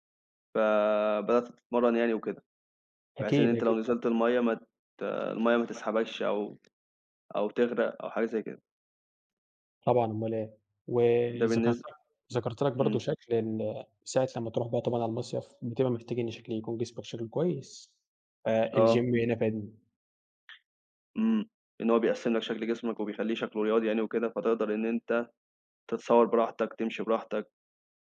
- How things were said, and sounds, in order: tapping; in English: "الGym"; other background noise
- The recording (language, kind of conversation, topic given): Arabic, unstructured, إيه هي العادة الصغيرة اللي غيّرت حياتك؟